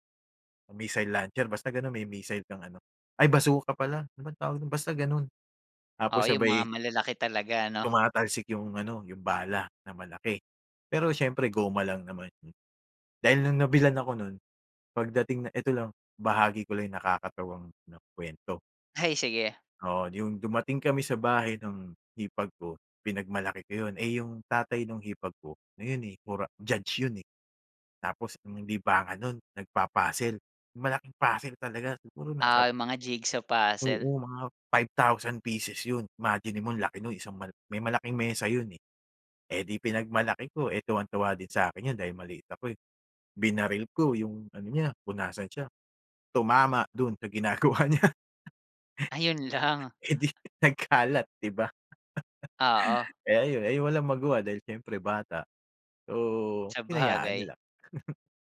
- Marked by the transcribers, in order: tapping; chuckle; chuckle
- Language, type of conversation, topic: Filipino, podcast, Ano ang paborito mong alaala noong bata ka pa?